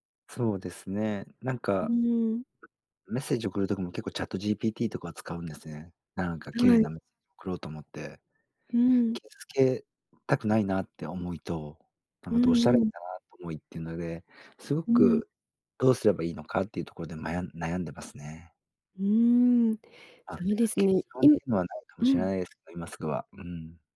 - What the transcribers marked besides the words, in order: other background noise
- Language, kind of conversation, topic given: Japanese, advice, 冷めた関係をどう戻すか悩んでいる